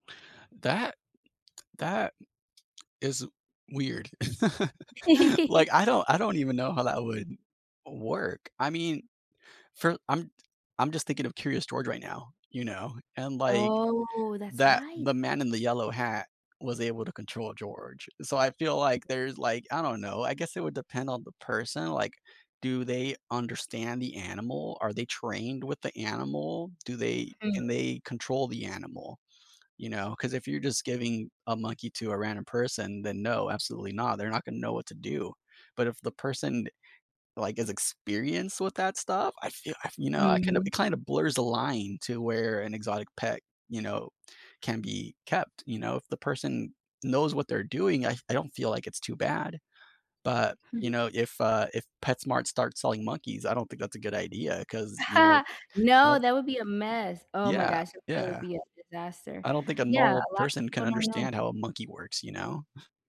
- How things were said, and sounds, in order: tapping; chuckle; giggle; drawn out: "Oh"; other background noise; chuckle; chuckle
- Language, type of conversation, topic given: English, unstructured, What concerns do you have about keeping exotic pets?
- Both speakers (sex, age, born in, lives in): female, 40-44, United States, United States; male, 30-34, United States, United States